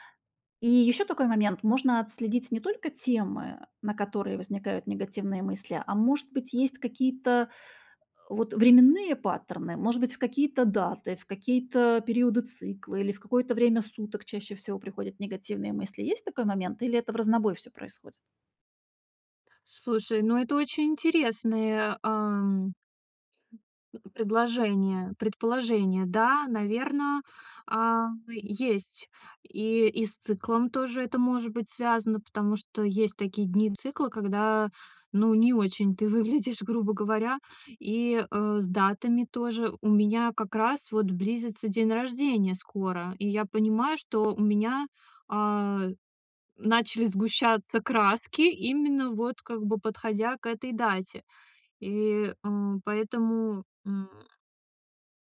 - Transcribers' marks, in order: tapping; other noise; laughing while speaking: "выглядишь"
- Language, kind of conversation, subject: Russian, advice, Как справиться с навязчивыми негативными мыслями, которые подрывают мою уверенность в себе?